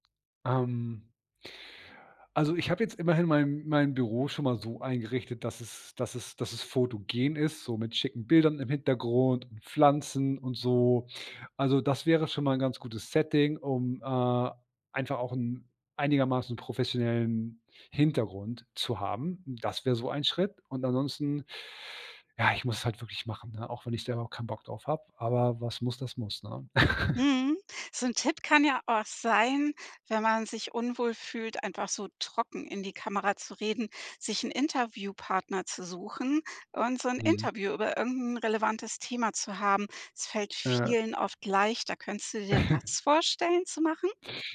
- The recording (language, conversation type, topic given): German, podcast, Wie nutzt du soziale Medien, um deine Arbeit zu zeigen?
- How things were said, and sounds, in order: inhale; laugh; laugh